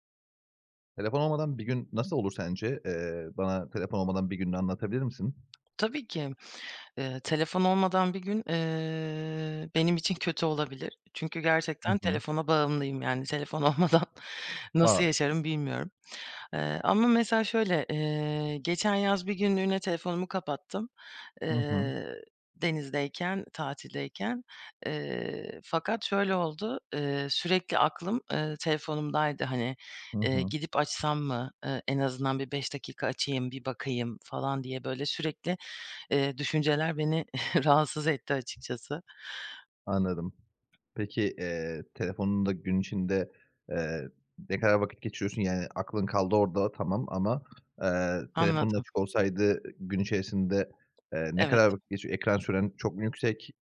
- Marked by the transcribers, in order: other background noise; drawn out: "eee"; laughing while speaking: "olmadan"; tapping; chuckle
- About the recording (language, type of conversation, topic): Turkish, podcast, Telefon olmadan bir gün geçirsen sence nasıl olur?